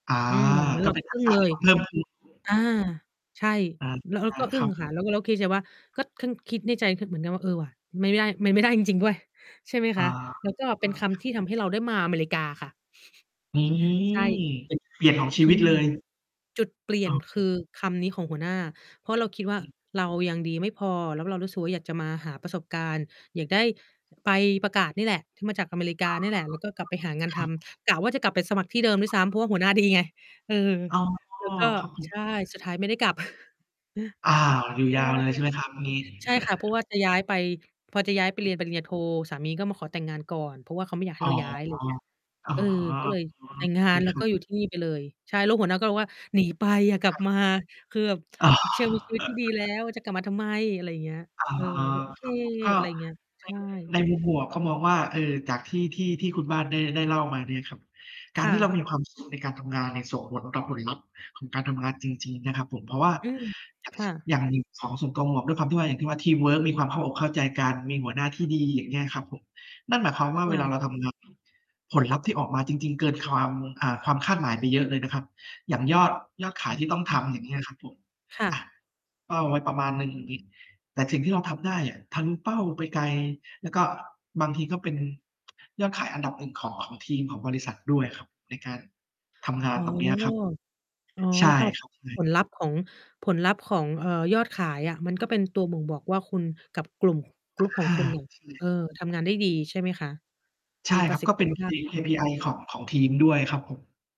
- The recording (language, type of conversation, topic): Thai, unstructured, คุณคิดว่าความสุขในการทำงานสำคัญแค่ไหน?
- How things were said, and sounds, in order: distorted speech; chuckle; other background noise; "ใบ" said as "ไป"; unintelligible speech; chuckle; chuckle; other noise; "เธอ" said as "เชอ"; chuckle